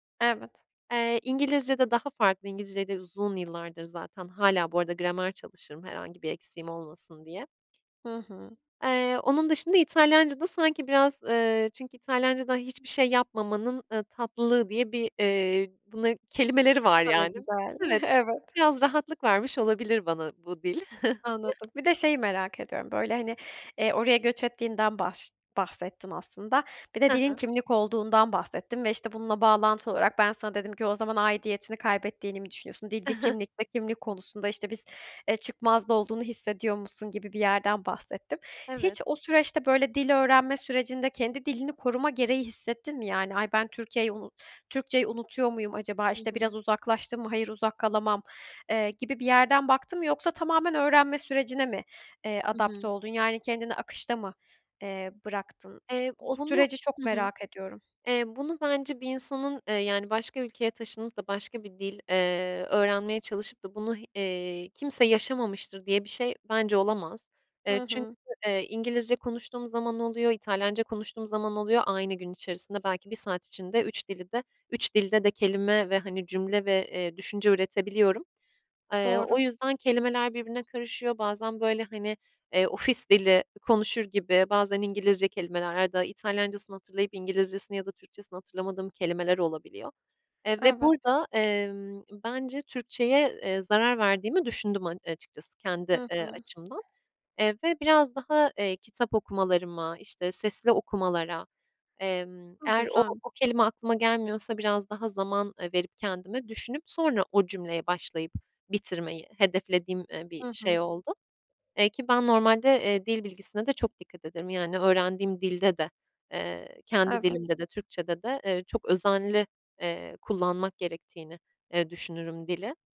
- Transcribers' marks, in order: tapping; other background noise; other noise; chuckle; chuckle
- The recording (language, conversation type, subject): Turkish, podcast, Dil senin için bir kimlik meselesi mi; bu konuda nasıl hissediyorsun?